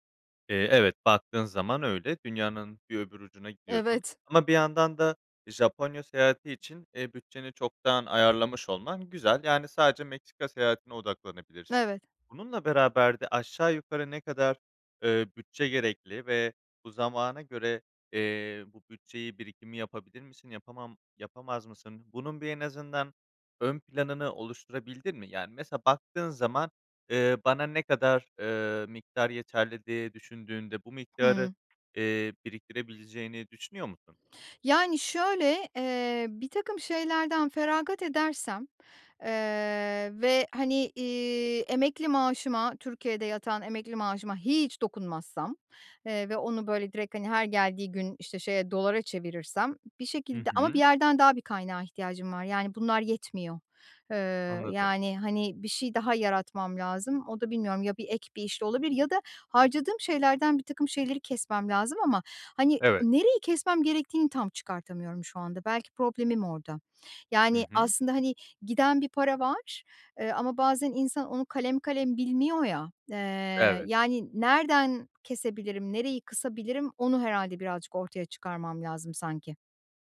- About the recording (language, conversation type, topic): Turkish, advice, Zamanım ve bütçem kısıtlıyken iyi bir seyahat planını nasıl yapabilirim?
- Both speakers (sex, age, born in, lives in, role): female, 55-59, Turkey, Poland, user; male, 25-29, Turkey, Spain, advisor
- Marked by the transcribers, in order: tapping; stressed: "hiç"